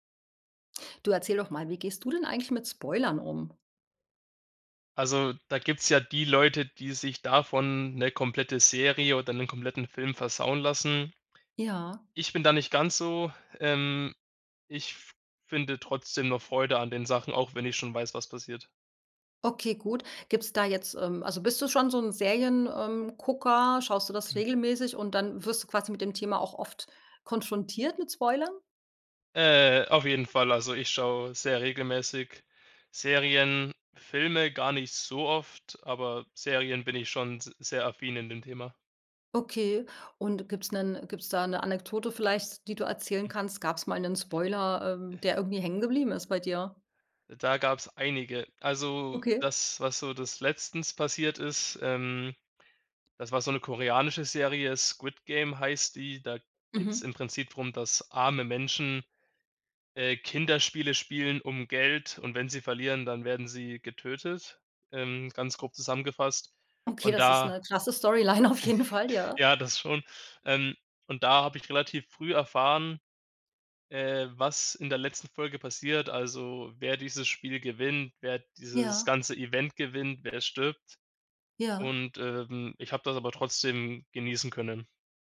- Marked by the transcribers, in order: snort; chuckle; other background noise; laughing while speaking: "auf jeden Fall"
- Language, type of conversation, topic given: German, podcast, Wie gehst du mit Spoilern um?